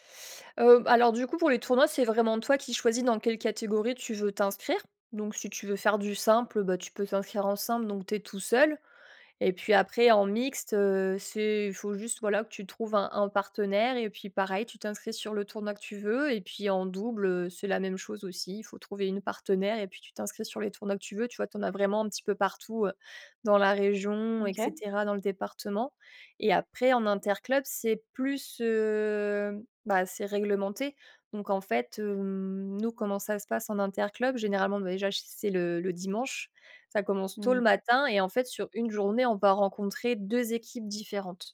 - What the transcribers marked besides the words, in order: drawn out: "heu"; drawn out: "hem"
- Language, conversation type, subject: French, podcast, Quel passe-temps t’occupe le plus ces derniers temps ?